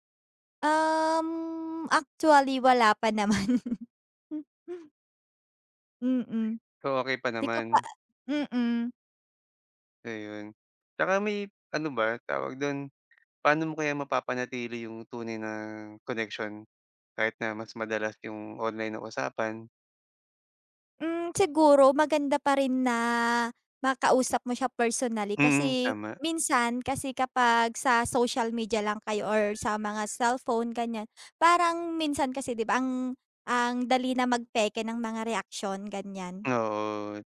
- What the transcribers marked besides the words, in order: laughing while speaking: "naman"
- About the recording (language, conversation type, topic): Filipino, unstructured, Paano nakaaapekto ang midyang panlipunan sa ating pakikisalamuha?